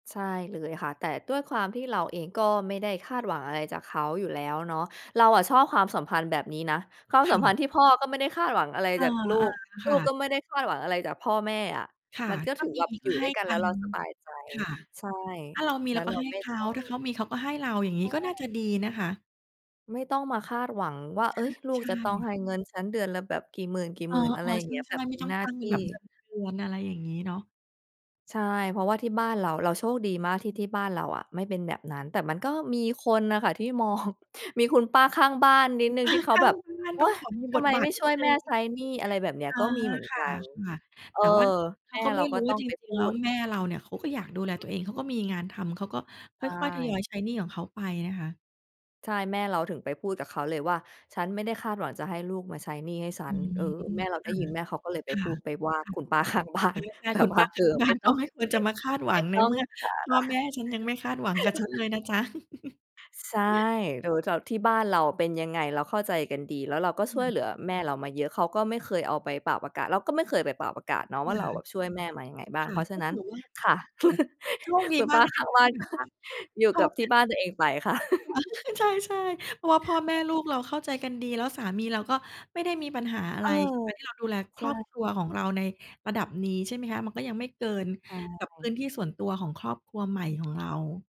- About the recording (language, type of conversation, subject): Thai, podcast, ครอบครัวคาดหวังให้คุณเลี้ยงดูพ่อแม่ในอนาคตไหมคะ?
- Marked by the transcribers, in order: chuckle; other background noise; laughing while speaking: "บ้าน ก็ไม่ควร"; laughing while speaking: "ข้างบ้าน แบบว่า เออ ไม่ต้อง"; chuckle; laugh; laughing while speaking: "ก็"; chuckle; tapping